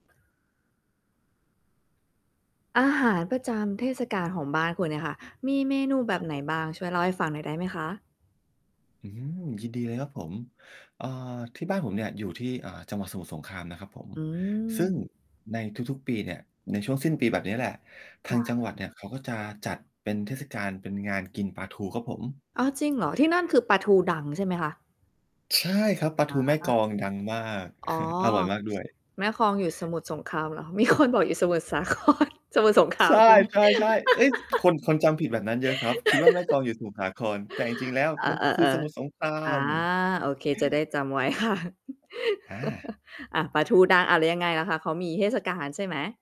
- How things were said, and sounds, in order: distorted speech; other background noise; chuckle; "แม่กลอง" said as "แม่ครอง"; laughing while speaking: "คน"; laughing while speaking: "คร"; laughing while speaking: "ใช่ไหม"; laugh; other noise
- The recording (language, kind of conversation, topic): Thai, podcast, อาหารประจำเทศกาลที่บ้านคุณมีเมนูอะไรบ้าง?